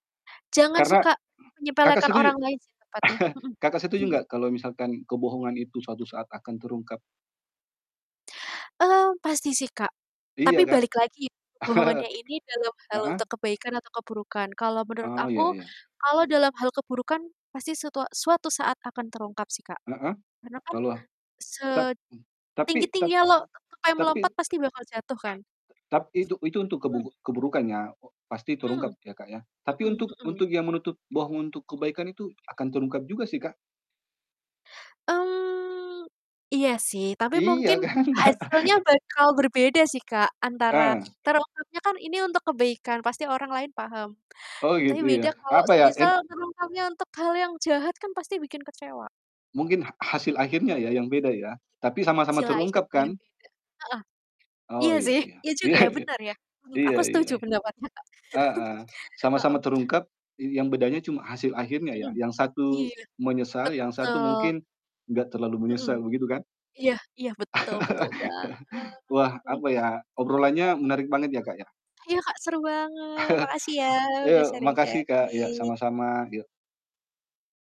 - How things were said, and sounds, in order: throat clearing; chuckle; distorted speech; chuckle; other background noise; chuckle; laughing while speaking: "kan"; laugh; unintelligible speech; laughing while speaking: "iya iya"; laugh; laugh; chuckle; other noise; in English: "sharing-sharing"
- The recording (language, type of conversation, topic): Indonesian, unstructured, Apa yang membuat seseorang dapat dikatakan sebagai orang yang jujur?